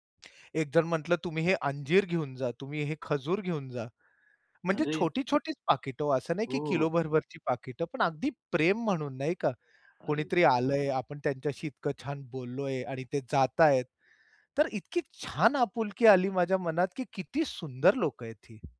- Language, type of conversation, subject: Marathi, podcast, तुझा एखाद्या स्थानिक बाजारातला मजेदार अनुभव सांगशील का?
- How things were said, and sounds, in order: other background noise